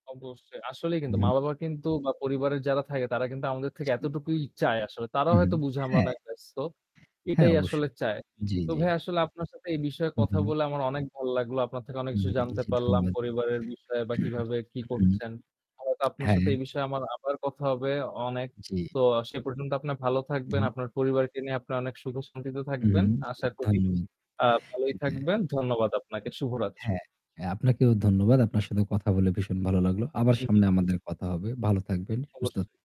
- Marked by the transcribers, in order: static; distorted speech; other background noise; throat clearing; tapping; lip smack
- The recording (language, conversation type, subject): Bengali, unstructured, পরিবারের সদস্যদের সঙ্গে আপনি কীভাবে ভালো সম্পর্ক বজায় রাখেন?